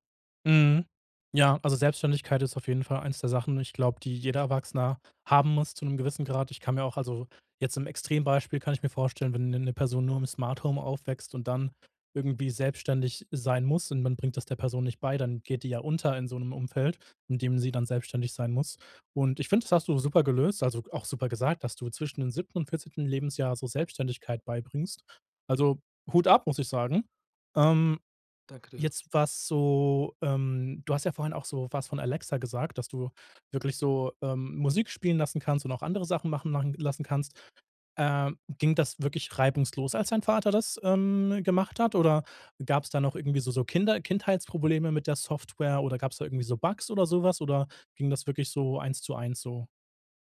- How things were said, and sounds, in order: none
- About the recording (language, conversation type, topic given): German, podcast, Wie beeinflusst ein Smart-Home deinen Alltag?